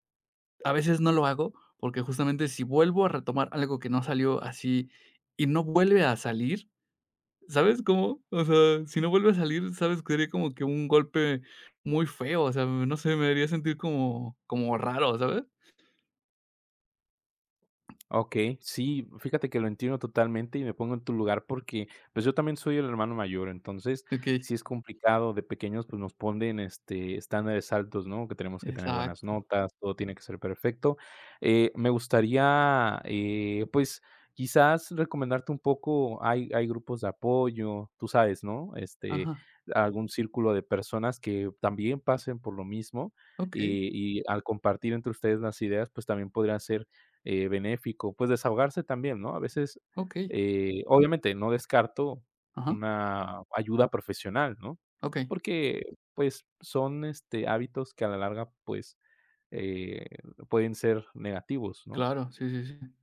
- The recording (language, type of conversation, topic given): Spanish, advice, ¿Cómo puedo superar la parálisis por perfeccionismo que me impide avanzar con mis ideas?
- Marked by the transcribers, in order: other background noise; tapping